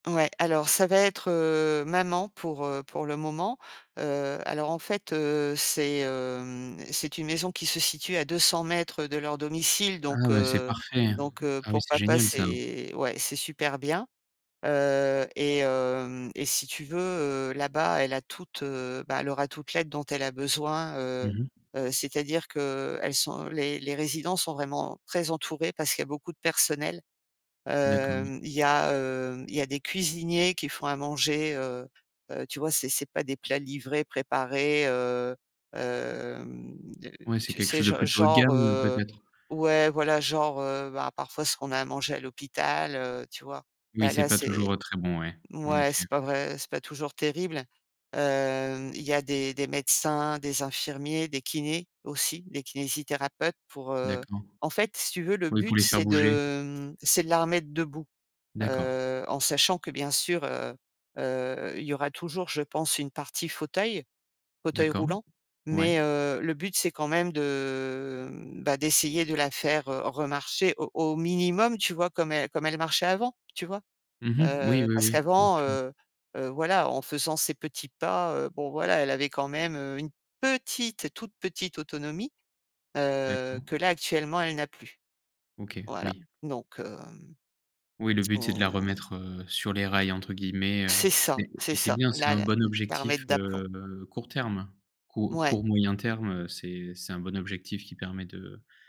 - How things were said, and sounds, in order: drawn out: "hem"; tapping; stressed: "petite"
- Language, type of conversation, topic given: French, advice, Comment soutenir un parent âgé et choisir une maison de retraite adaptée ?